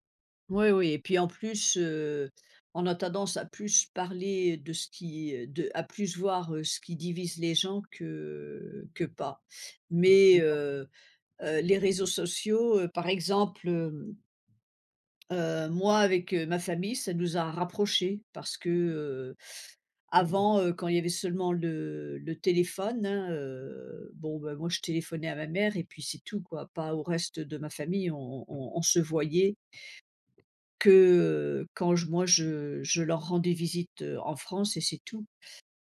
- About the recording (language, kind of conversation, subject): French, unstructured, Penses-tu que les réseaux sociaux divisent davantage qu’ils ne rapprochent les gens ?
- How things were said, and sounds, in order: tapping; unintelligible speech; other background noise